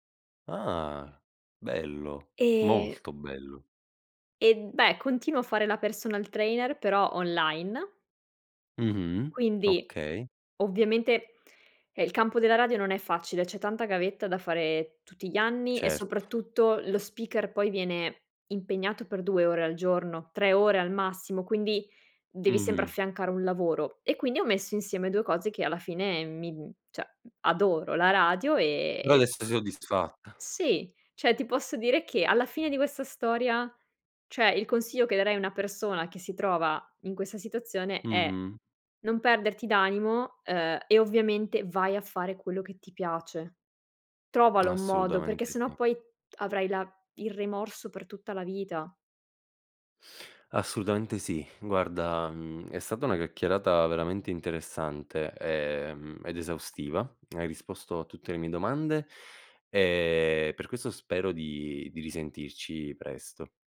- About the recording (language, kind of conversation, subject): Italian, podcast, Come racconti una storia che sia personale ma universale?
- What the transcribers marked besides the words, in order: "cioè" said as "ceh"